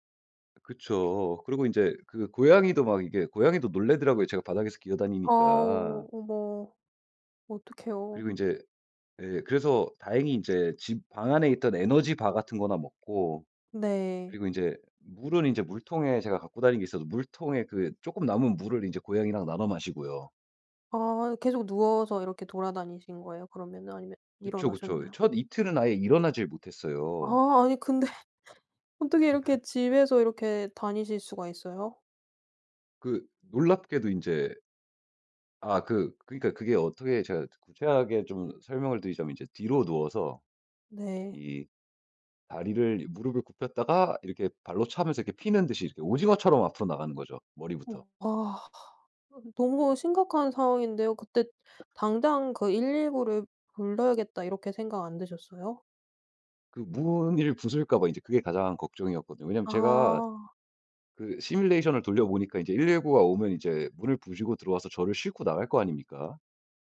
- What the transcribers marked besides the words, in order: tapping; laughing while speaking: "근데"; laugh; laugh; other background noise
- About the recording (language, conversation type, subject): Korean, podcast, 잘못된 길에서 벗어나기 위해 처음으로 어떤 구체적인 행동을 하셨나요?